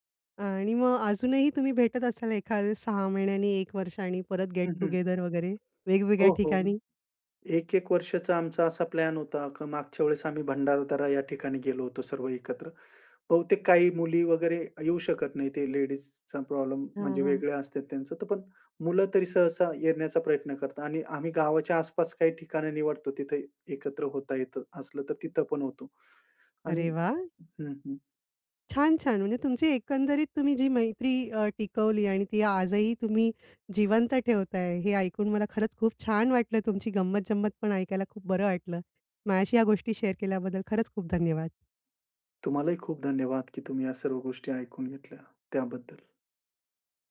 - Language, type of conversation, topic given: Marathi, podcast, जुनी मैत्री पुन्हा नव्याने कशी जिवंत कराल?
- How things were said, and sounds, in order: in English: "गेट टु गेदर"; other background noise; in English: "लेडीजचा प्रॉब्लेम"; in English: "शेअर"